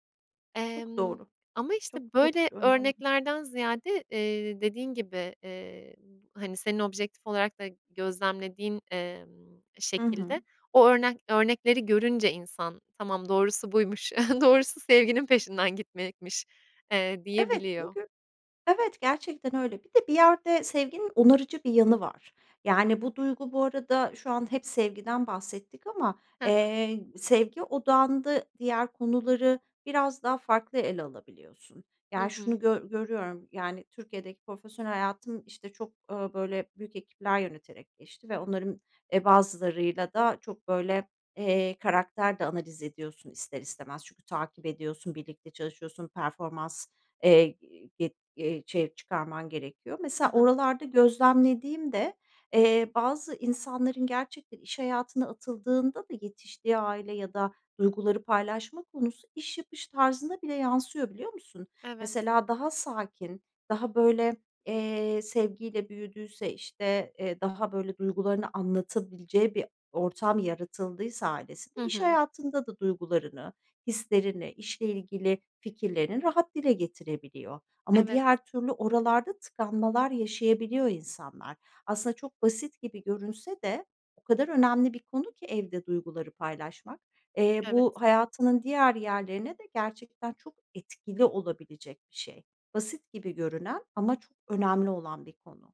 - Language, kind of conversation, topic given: Turkish, podcast, Evinizde duyguları genelde nasıl paylaşırsınız?
- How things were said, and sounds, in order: other background noise; other noise; tapping; chuckle; stressed: "etkili"